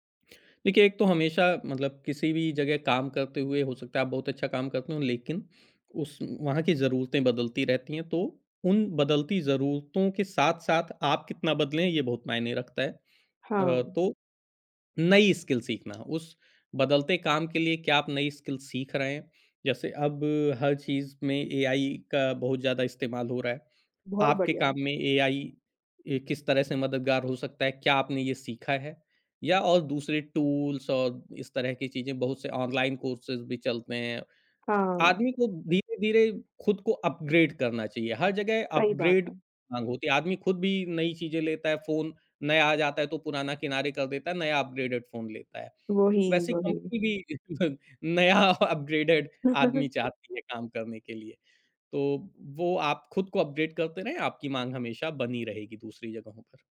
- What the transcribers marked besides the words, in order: in English: "स्किल"; tapping; in English: "स्किल"; in English: "टूल्स"; in English: "ऑनलाइन कोर्सेज़"; in English: "अपग्रेड"; in English: "अपग्रेड"; other background noise; in English: "अपग्रेडेड"; chuckle; in English: "अपग्रेडेड"; chuckle; in English: "अपग्रेड"
- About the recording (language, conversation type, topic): Hindi, podcast, नौकरी छोड़ने का सही समय आप कैसे पहचानते हैं?
- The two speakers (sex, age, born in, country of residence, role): female, 20-24, India, India, host; male, 40-44, India, Germany, guest